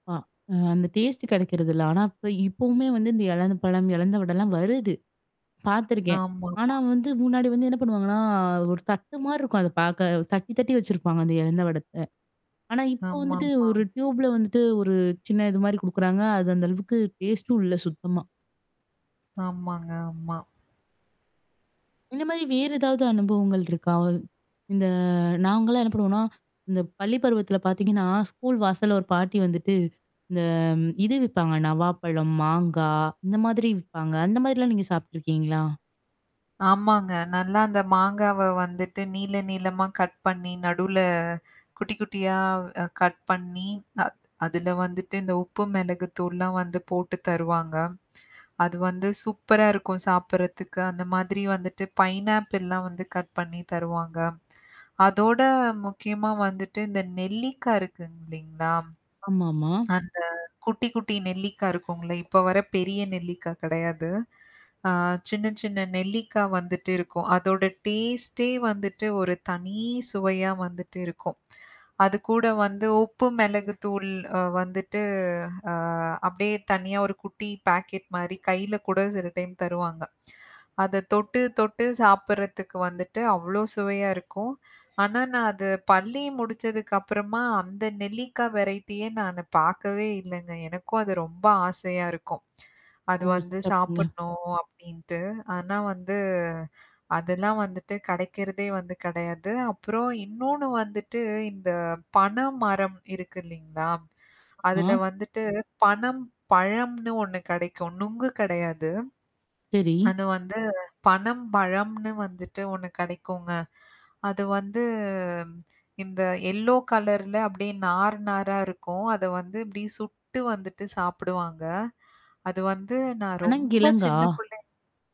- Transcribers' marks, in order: in English: "டேஸ்ட்டு"; static; distorted speech; in English: "டியூபுல"; in English: "டேஸ்ட்டும்"; drawn out: "இந்த"; in English: "கட்"; in English: "கட்"; other background noise; lip smack; in English: "பைனாப்பிள்லாம்"; in English: "கட்"; lip smack; in English: "டேஸ்ட்டே"; drawn out: "தனி"; lip smack; in English: "பாக்கெட்"; other noise; in English: "வெரைட்டியே"; lip smack; drawn out: "வந்து"; in English: "எல்லோ கலர்ல"; stressed: "ரொம்ப"; "பனங்கிழங்கா" said as "அனங்கிழங்கா"
- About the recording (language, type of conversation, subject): Tamil, podcast, ஒரு சுவை உங்களை உங்கள் குழந்தைப் பருவத்துக்கு மீண்டும் அழைத்துச் செல்லுமா?